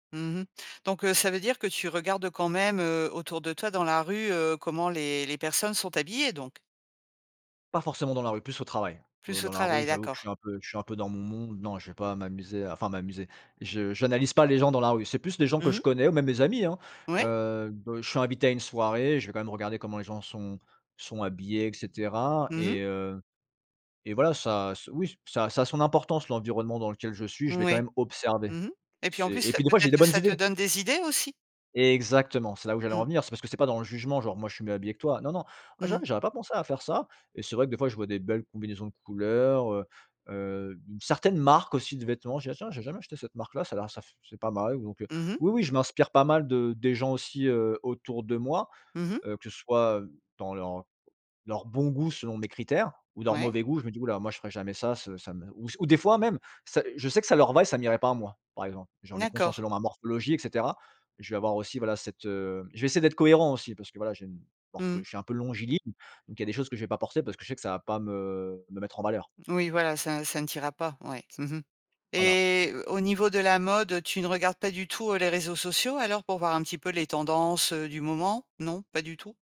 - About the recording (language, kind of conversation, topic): French, podcast, Comment trouves-tu l’inspiration pour t’habiller chaque matin ?
- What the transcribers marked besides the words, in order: other background noise